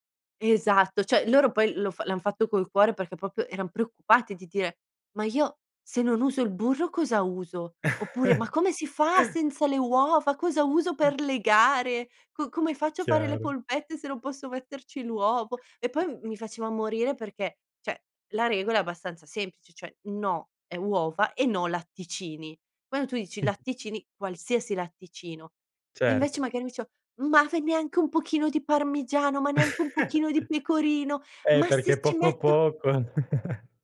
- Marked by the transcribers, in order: "Cioè" said as "ceh"; "proprio" said as "popio"; "dire" said as "die"; chuckle; other background noise; tapping; "cioè" said as "ceh"; "diceva" said as "dicea"; put-on voice: "Ma ve neanche un pochino … se ci metto"; chuckle; chuckle
- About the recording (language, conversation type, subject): Italian, podcast, Come posso far convivere gusti diversi a tavola senza litigare?